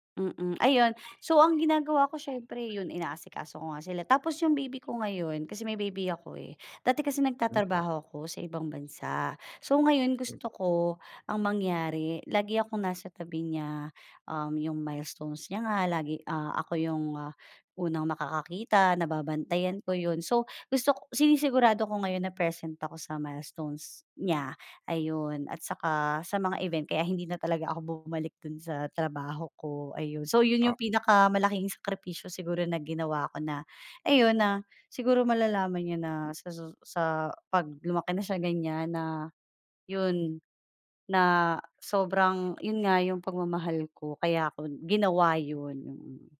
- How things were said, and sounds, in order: tapping
- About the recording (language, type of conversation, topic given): Filipino, podcast, Paano ninyo ipinapakita ang pagmamahal sa inyong pamilya?